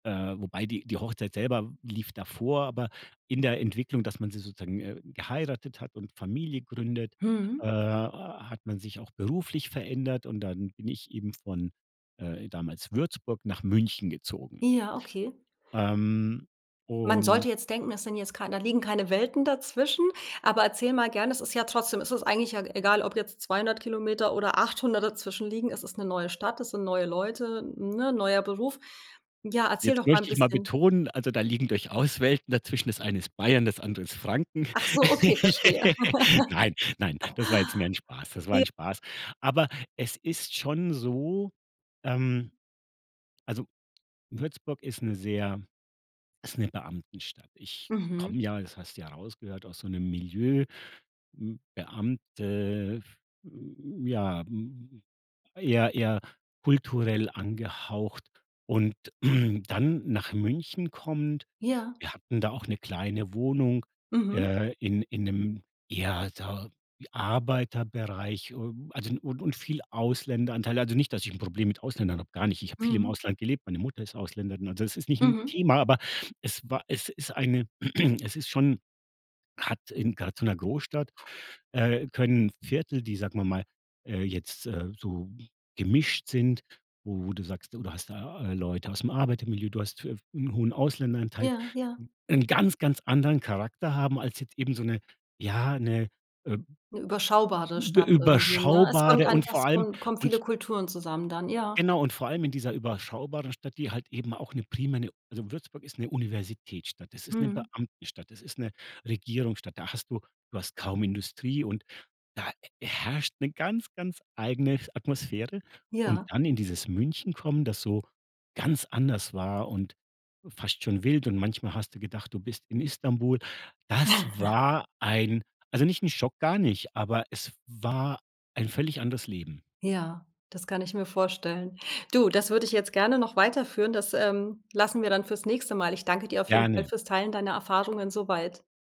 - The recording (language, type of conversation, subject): German, podcast, Was hilft dir, dich schnell einzuleben?
- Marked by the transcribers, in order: laughing while speaking: "durchaus"; laugh; other background noise; throat clearing; throat clearing; chuckle